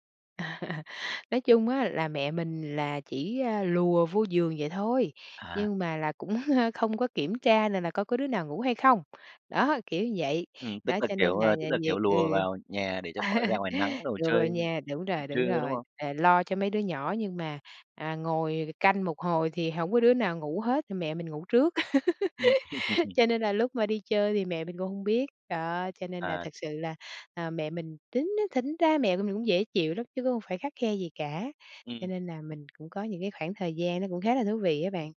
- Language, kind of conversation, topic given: Vietnamese, podcast, Bạn mô tả cảm giác ấm áp ở nhà như thế nào?
- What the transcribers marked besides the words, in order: laughing while speaking: "À"; tapping; laughing while speaking: "cũng, a"; laugh; laugh; laugh